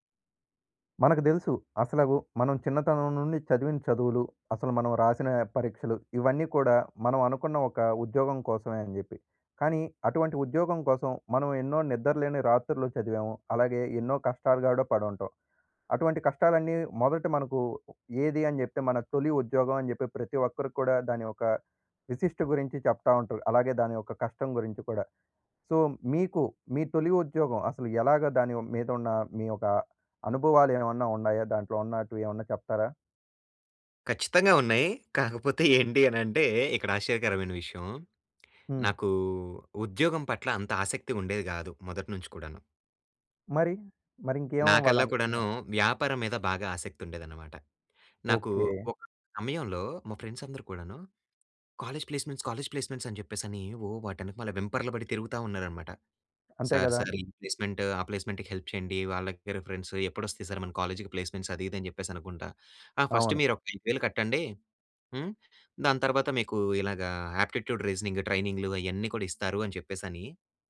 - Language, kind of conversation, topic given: Telugu, podcast, మీ తొలి ఉద్యోగాన్ని ప్రారంభించినప్పుడు మీ అనుభవం ఎలా ఉండింది?
- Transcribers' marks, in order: in English: "సో"; chuckle; tapping; in English: "ఫ్రెండ్స్"; in English: "కాలేజ్ ప్లేస్మెంట్స్, కాలేజ్ ప్లేస్మెంట్స్"; in English: "సర్, సర్"; in English: "ప్లేస్మెంట్"; in English: "ప్లేస్మెంట్‌కి హెల్ప్"; in English: "రిఫరెన్స్"; in English: "సర్"; in English: "కాలేజ్‌కి ప్లేస్మెంట్స్"; in English: "ఫస్ట్"; in English: "ఆప్టిట్యూడ్, రీజనింగ్"